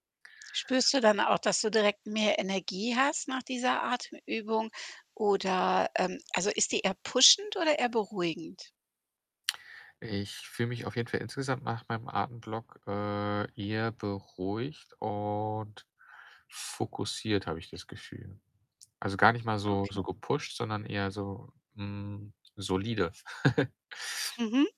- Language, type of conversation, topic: German, podcast, Wie sieht deine Morgenroutine an einem ganz normalen Tag aus?
- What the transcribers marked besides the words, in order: in English: "pushend"; other background noise; tapping; distorted speech; in English: "gepusht"; chuckle